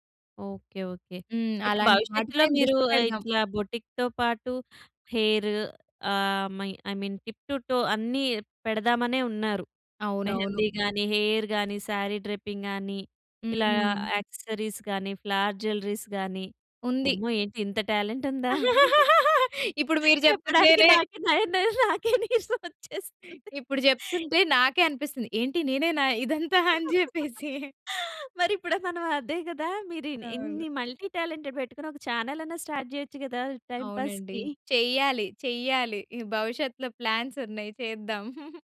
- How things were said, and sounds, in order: in English: "బోటిక్‌తో"; in English: "హెయిర్"; in English: "ఐ మీన్ టిప్ టు టో"; in English: "హెయిర్"; in English: "సారీ డ్రేపింగ్"; in English: "యాక్సెసరీస్"; in English: "ఫ్లవర్ జ్యువెల్లరీస్"; laugh; in English: "టాలెంట్"; laughing while speaking: "చెప్పడానికి నాకే నయనర, నాకే నీరసం వచ్చేస్తుంది"; tapping; laughing while speaking: "ఇదంతా అని చెప్పేసి"; laughing while speaking: "మరిప్పుడు మనం అదే కదా!"; in English: "మల్టీ టాలెంటెడ్"; in English: "స్టార్ట్"; in English: "టైమ్ పాస్‌కి"; in English: "ప్లాన్స్"; chuckle
- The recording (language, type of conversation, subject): Telugu, podcast, భవిష్యత్తులో మీ సృజనాత్మక స్వరూపం ఎలా ఉండాలని మీరు ఆశిస్తారు?